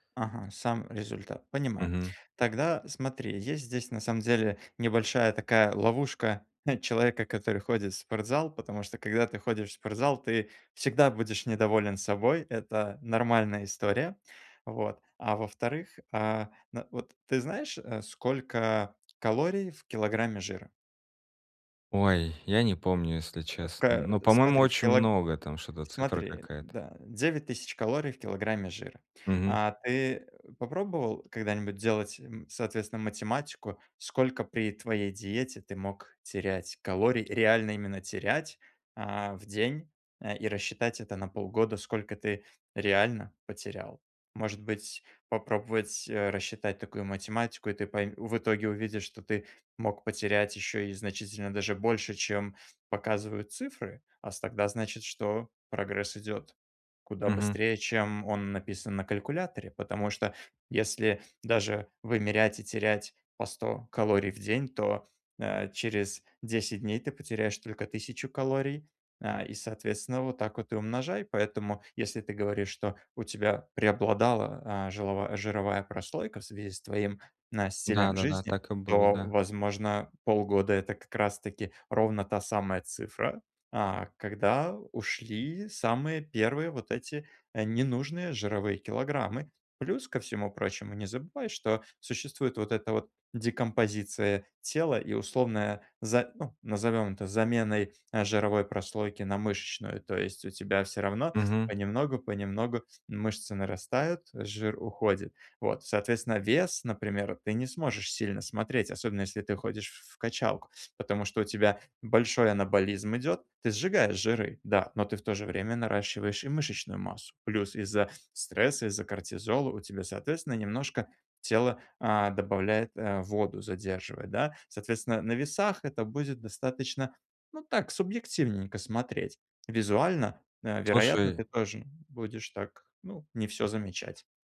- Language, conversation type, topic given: Russian, advice, Как мне регулярно отслеживать прогресс по моим целям?
- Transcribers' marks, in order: chuckle; tapping